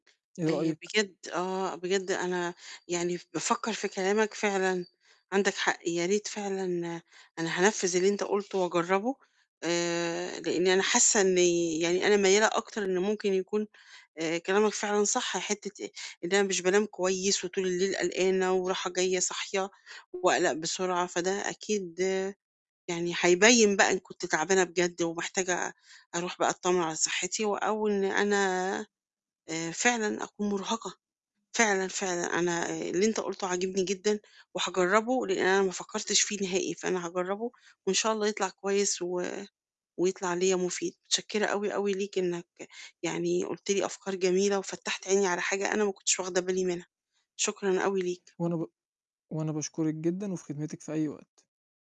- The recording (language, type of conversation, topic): Arabic, advice, إزاي أفرق ببساطة بين إحساس التعب والإرهاق النفسي؟
- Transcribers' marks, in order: other background noise